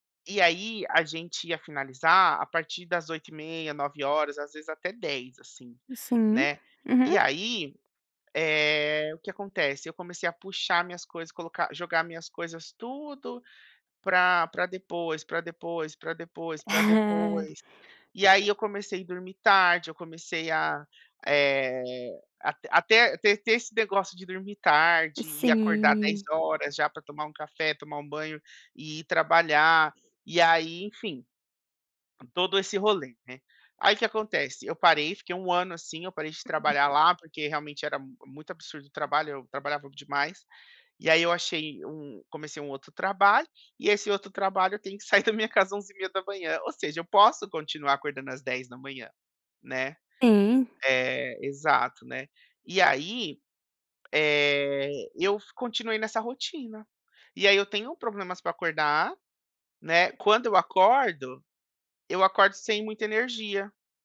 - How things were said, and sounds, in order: tapping; laughing while speaking: "É!"; unintelligible speech
- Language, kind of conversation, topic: Portuguese, advice, Como posso criar uma rotina matinal revigorante para acordar com mais energia?